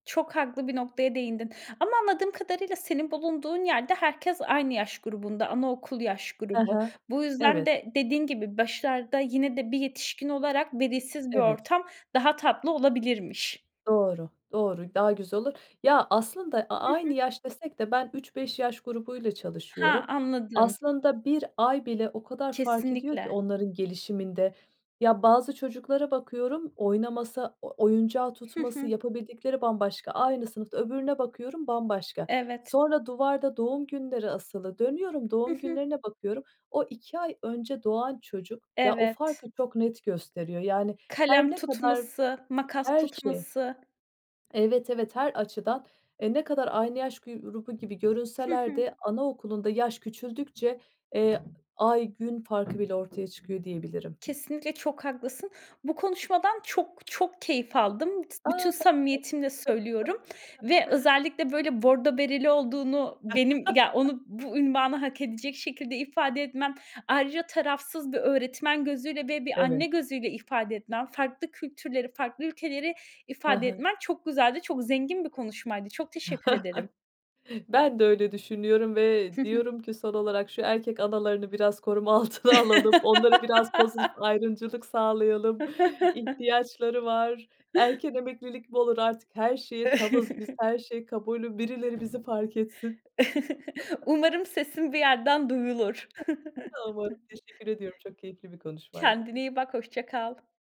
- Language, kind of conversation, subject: Turkish, podcast, Park ve bahçeler çocuk gelişimini nasıl etkiler?
- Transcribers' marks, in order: other background noise; "grubu" said as "gürubu"; tapping; unintelligible speech; chuckle; laugh; chuckle; laughing while speaking: "altına alalım"; laugh; chuckle; chuckle; chuckle; chuckle